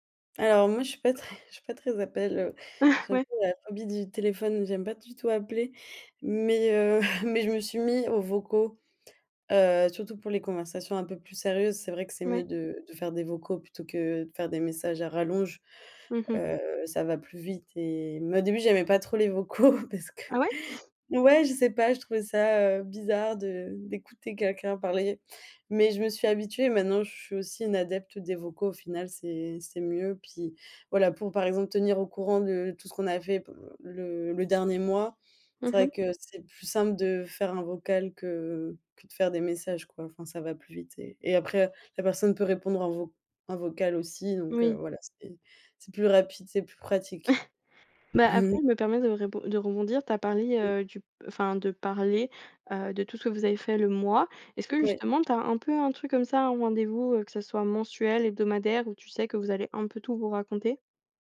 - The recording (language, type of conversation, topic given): French, podcast, Comment gardes-tu le contact avec des amis qui habitent loin ?
- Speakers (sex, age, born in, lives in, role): female, 20-24, France, France, host; female, 25-29, France, Germany, guest
- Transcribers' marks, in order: laughing while speaking: "très, je suis pas très appel, heu"; chuckle; other background noise; chuckle; chuckle